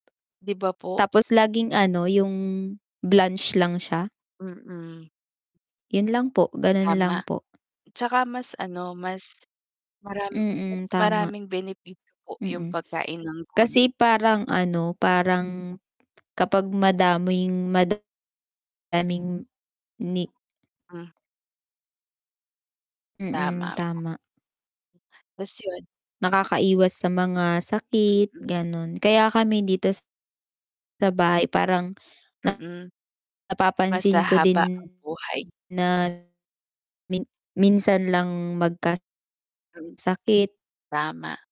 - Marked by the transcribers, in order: static; tapping; other background noise; distorted speech
- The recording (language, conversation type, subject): Filipino, unstructured, Paano mo isinasama ang masusustansiyang pagkain sa iyong pang-araw-araw na pagkain?